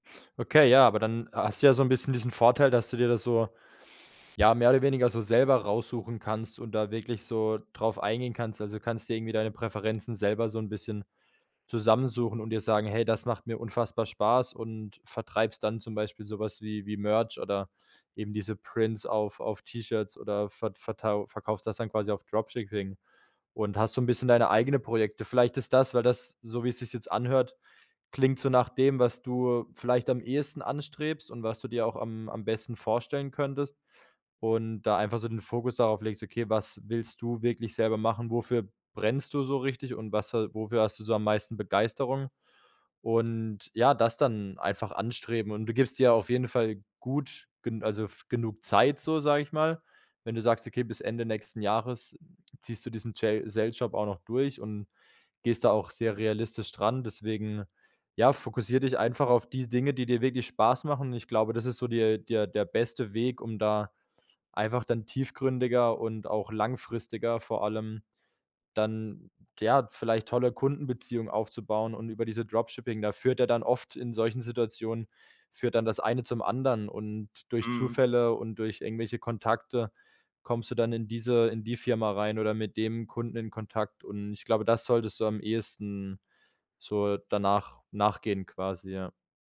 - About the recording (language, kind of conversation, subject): German, advice, Wie treffe ich eine schwierige Entscheidung zwischen zwei unsicheren Karrierewegen?
- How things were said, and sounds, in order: tapping; other background noise; in English: "Merch"; in English: "Prints"; in English: "Dropshipping"; in English: "Jail Sales Job"; in English: "Dropshipping"